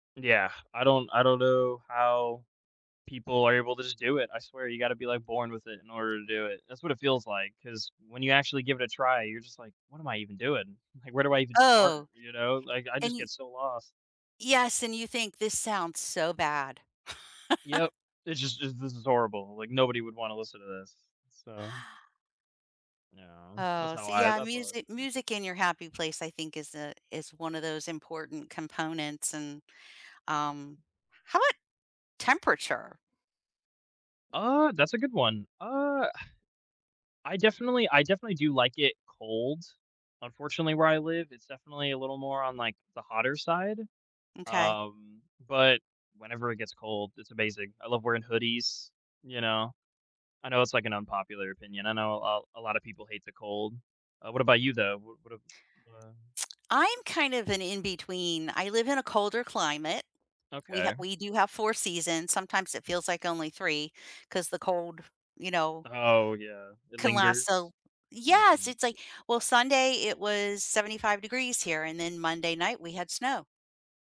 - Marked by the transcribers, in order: tapping; laugh; other background noise; exhale; tsk
- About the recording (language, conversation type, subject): English, unstructured, Where do you go in nature to unwind, and what makes those places special for you?
- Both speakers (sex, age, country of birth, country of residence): female, 60-64, United States, United States; male, 20-24, United States, United States